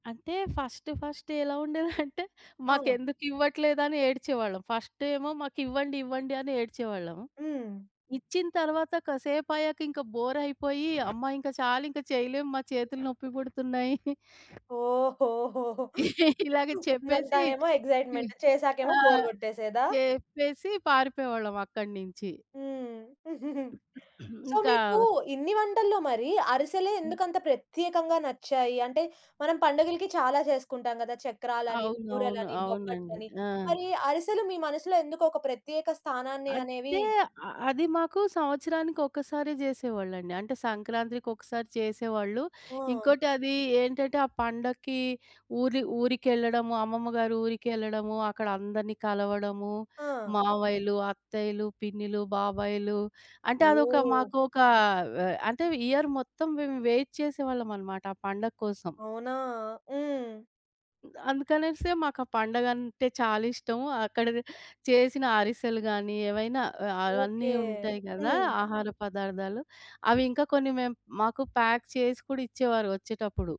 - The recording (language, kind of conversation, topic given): Telugu, podcast, మీ కుటుంబానికి ప్రత్యేకమైన వంటకాన్ని కొత్త తరాలకు మీరు ఎలా నేర్పిస్తారు?
- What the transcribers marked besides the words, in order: in English: "ఫస్ట్ ఫస్ట్"; chuckle; other background noise; laughing while speaking: "నొప్పి బుడుతున్నాయి"; laughing while speaking: "ఇలాగే చెప్పేసి"; in English: "ఎగ్జైట్‌మెంట్"; in English: "బోర్"; chuckle; in English: "సో"; throat clearing; in English: "ఇయర్"; in English: "వెయిట్"; in English: "ప్యాక్"